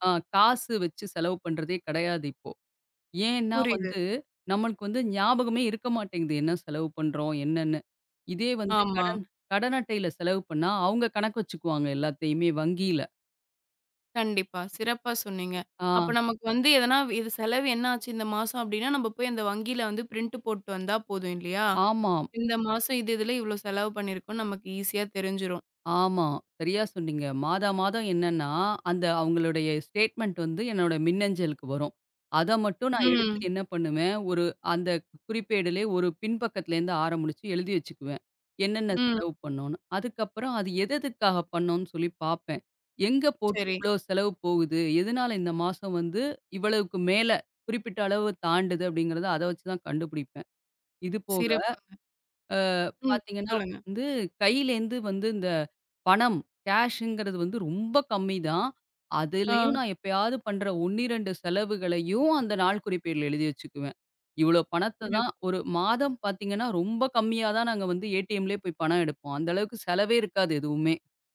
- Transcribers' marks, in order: tapping; in English: "பிரிண்ட்"; in English: "ஸ்டேட்மெண்ட்"; drawn out: "ம்"; in English: "கேஷ்ஷிங்கிறது"; in English: "ஏடிஎம்ல"
- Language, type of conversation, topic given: Tamil, podcast, கைபேசியில் குறிப்பெடுப்பதா அல்லது காகிதத்தில் குறிப்பெடுப்பதா—நீங்கள் எதைத் தேர்வு செய்வீர்கள்?